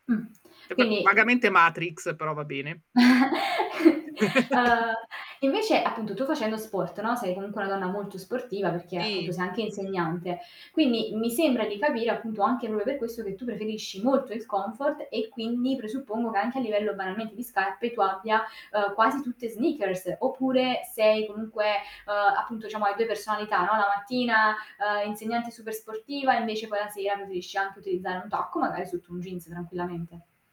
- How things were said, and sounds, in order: static; other noise; chuckle; tapping; other background noise; chuckle; "proprio" said as "propio"; put-on voice: "sneakers"
- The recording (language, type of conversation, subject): Italian, podcast, Come bilanci comodità e stile nella vita di tutti i giorni?